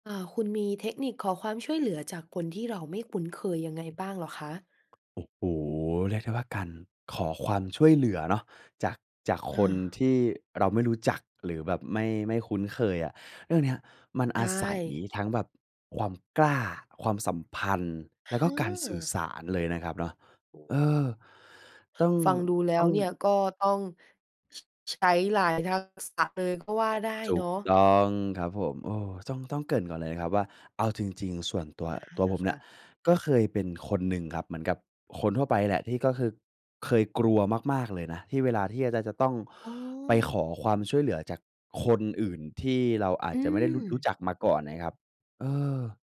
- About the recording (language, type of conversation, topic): Thai, podcast, คุณมีเทคนิคในการขอความช่วยเหลือจากคนที่ไม่คุ้นเคยอย่างไรบ้าง?
- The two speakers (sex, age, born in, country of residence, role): female, 20-24, Thailand, Thailand, host; male, 20-24, Thailand, Thailand, guest
- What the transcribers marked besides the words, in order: none